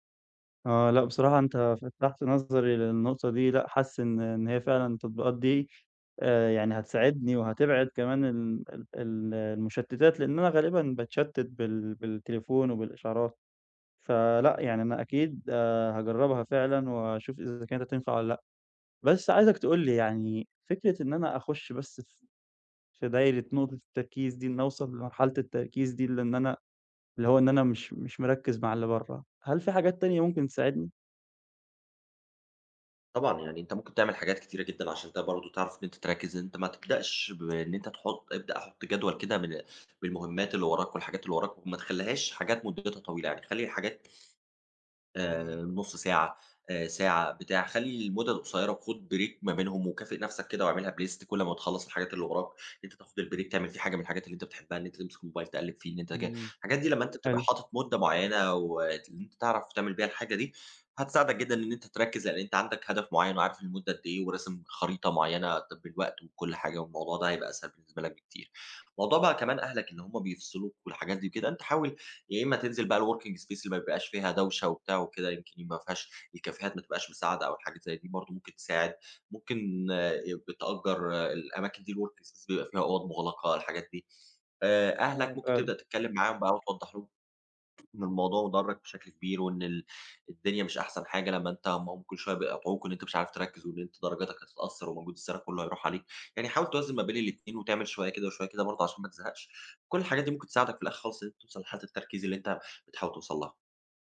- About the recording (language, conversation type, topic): Arabic, advice, إزاي أقدر أدخل في حالة تدفّق وتركيز عميق؟
- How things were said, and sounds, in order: other background noise; in English: "break"; in English: "بlist"; in English: "الbreak"; in English: "الworking space"; in English: "الكافيهات"; in English: "الwork space"